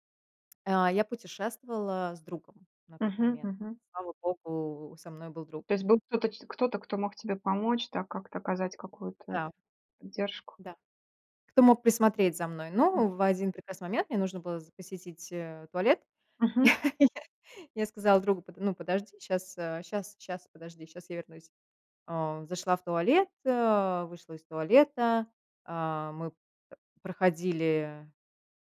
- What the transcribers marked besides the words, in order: tongue click; other noise; laugh; tapping
- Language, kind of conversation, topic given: Russian, podcast, Расскажите о случае, когда незнакомец выручил вас в путешествии?